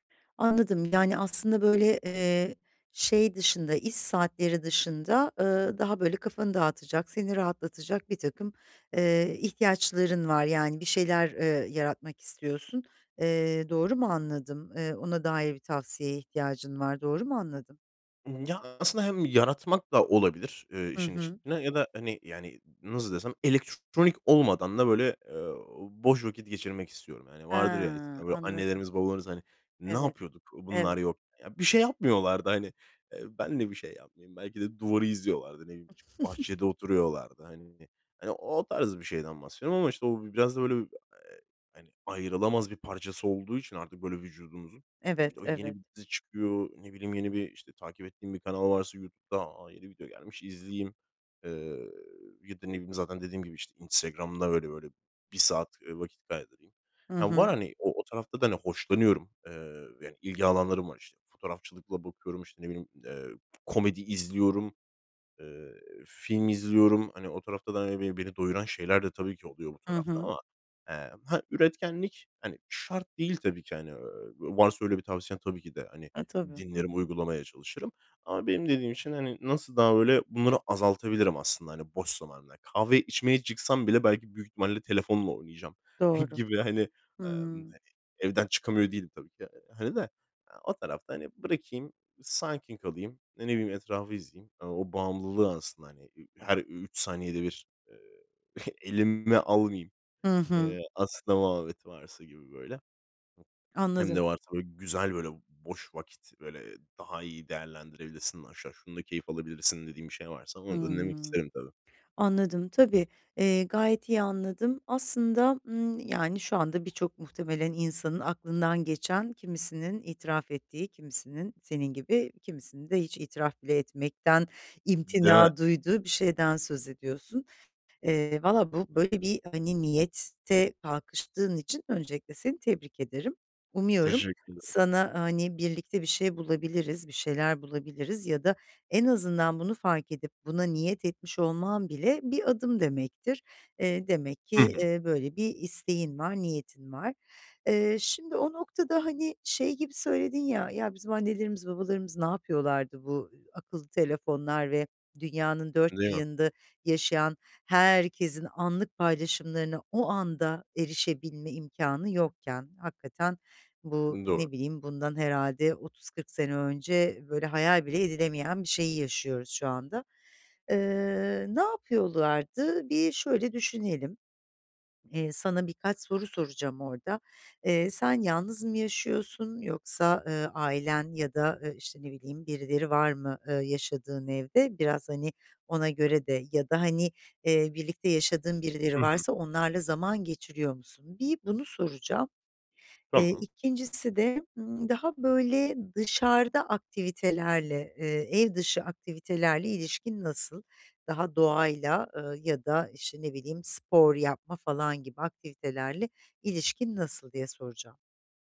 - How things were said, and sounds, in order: other background noise; chuckle; scoff; scoff
- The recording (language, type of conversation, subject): Turkish, advice, Dijital dikkat dağıtıcıları nasıl azaltıp boş zamanımın tadını çıkarabilirim?